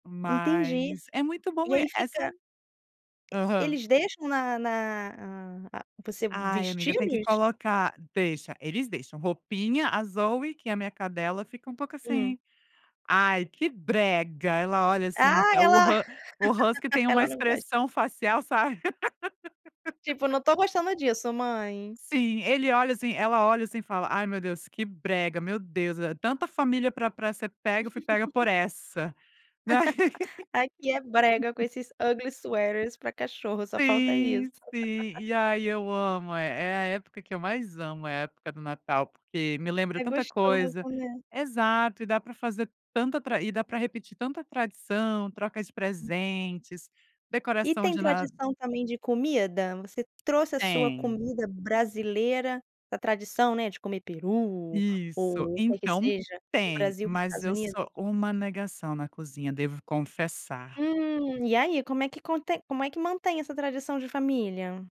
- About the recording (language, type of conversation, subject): Portuguese, podcast, Me conta uma tradição de família que você mantém até hoje?
- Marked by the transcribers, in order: tapping; laugh; laugh; laugh; laughing while speaking: "né"; in English: "ugly sweaters"; laugh; unintelligible speech; other background noise; drawn out: "Hum"